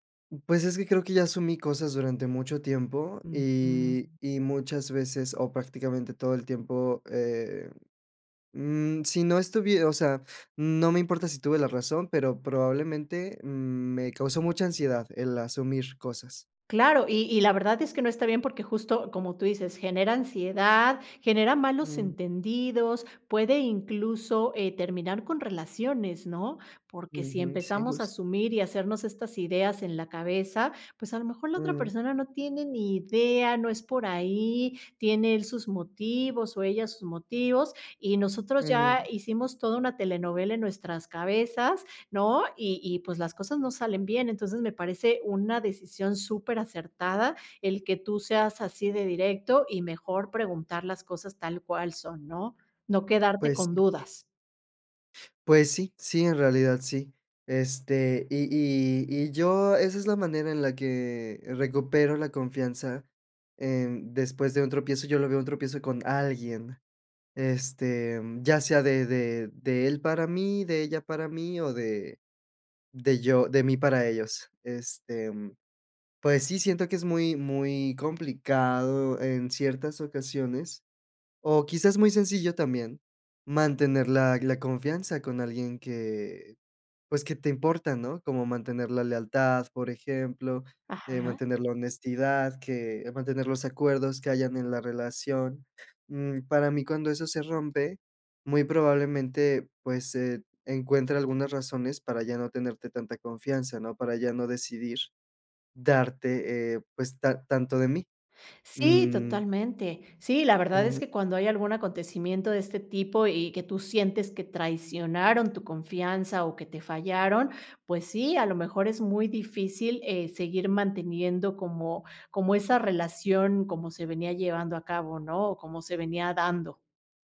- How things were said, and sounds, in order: tapping
- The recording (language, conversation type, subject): Spanish, podcast, ¿Cómo recuperas la confianza después de un tropiezo?